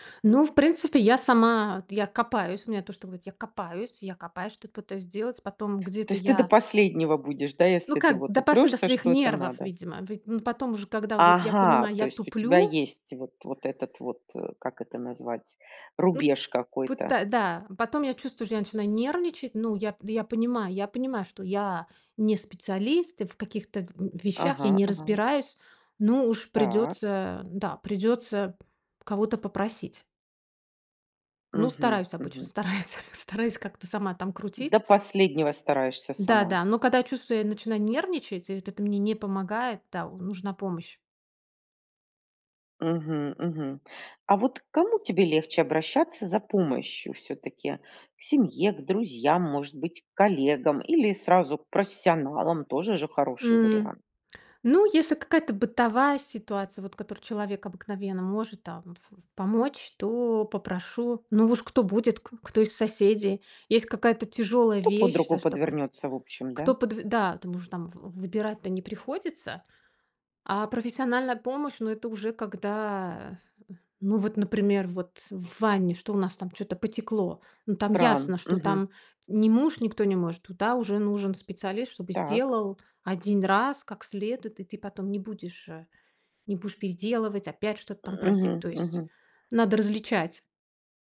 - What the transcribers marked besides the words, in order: other background noise; laughing while speaking: "стараюсь"; tapping
- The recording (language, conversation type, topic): Russian, podcast, Как понять, когда следует попросить о помощи?